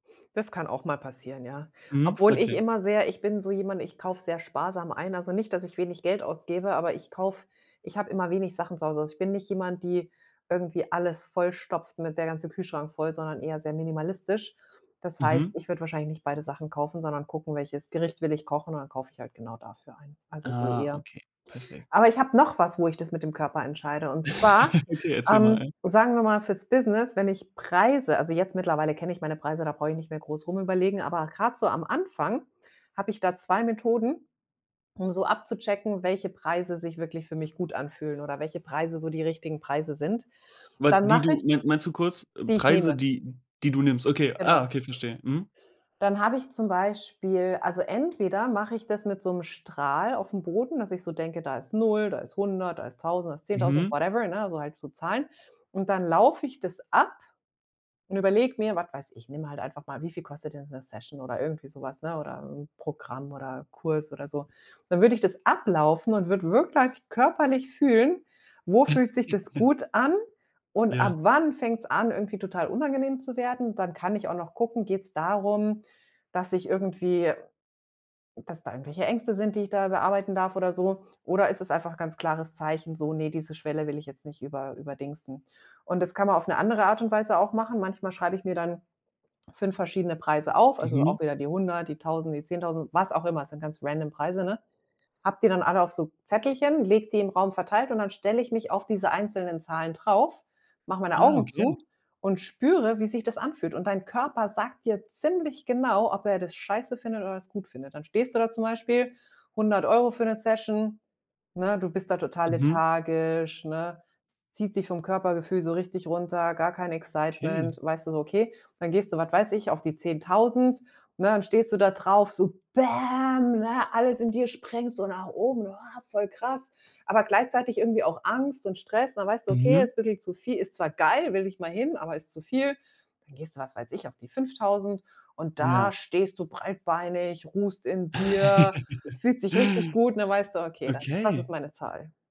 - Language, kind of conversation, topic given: German, podcast, Was hilft dir dabei, eine Entscheidung wirklich abzuschließen?
- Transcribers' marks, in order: chuckle; in English: "whatever"; chuckle; in English: "random"; in English: "excitement"; put-on voice: "bam, ne, alles in dir sprengst so nach oben, ah voll krass"; giggle